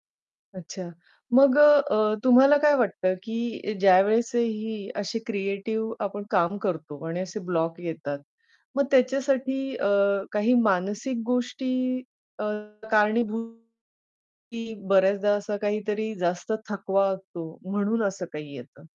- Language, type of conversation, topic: Marathi, podcast, सर्जनशीलतेचा अडथळा आला की तुम्ही काय करता?
- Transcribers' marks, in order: static; distorted speech